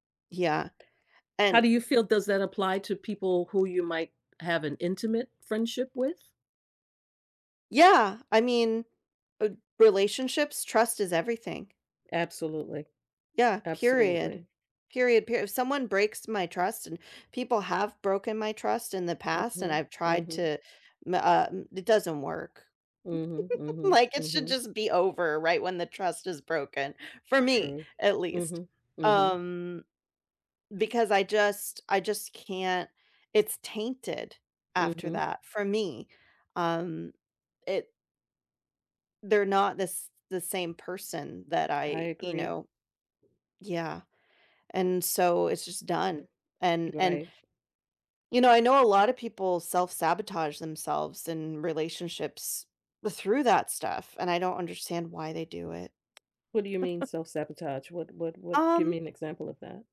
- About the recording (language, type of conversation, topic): English, unstructured, What qualities do you value most in a friend?
- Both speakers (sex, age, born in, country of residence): female, 40-44, United States, United States; female, 60-64, United States, United States
- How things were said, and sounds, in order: distorted speech; giggle; tapping; chuckle